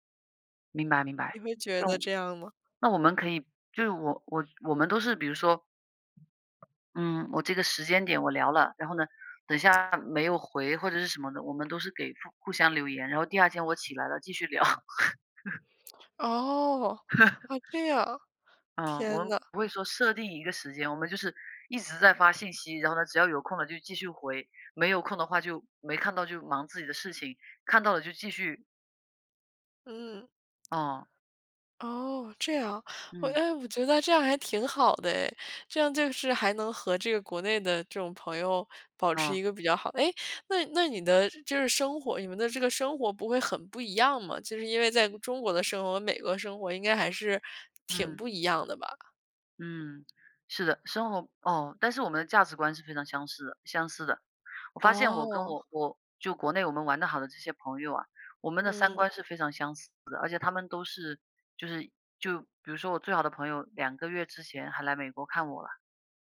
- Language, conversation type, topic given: Chinese, unstructured, 朋友之间如何保持长久的友谊？
- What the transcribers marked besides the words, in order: other background noise; laugh; "相似" said as "相是"